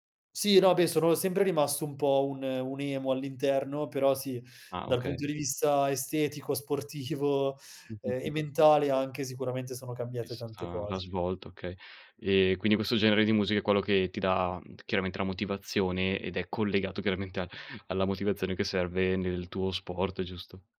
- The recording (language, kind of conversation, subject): Italian, podcast, In che modo una canzone ti aiuta a superare un dolore?
- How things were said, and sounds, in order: laughing while speaking: "sportivo"